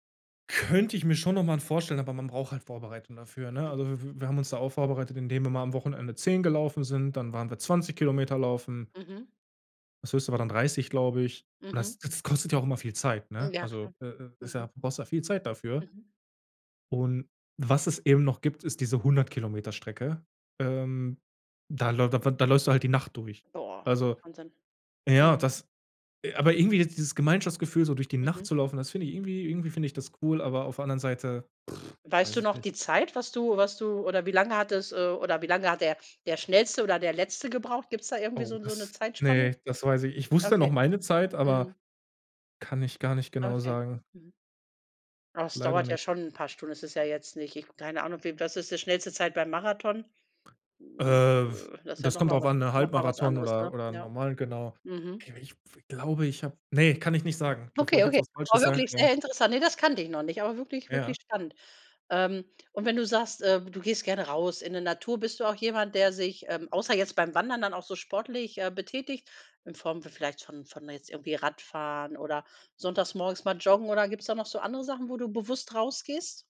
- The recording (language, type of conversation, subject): German, podcast, Wie erholst du dich in der Natur oder an der frischen Luft?
- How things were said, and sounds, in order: stressed: "Könnte"; lip trill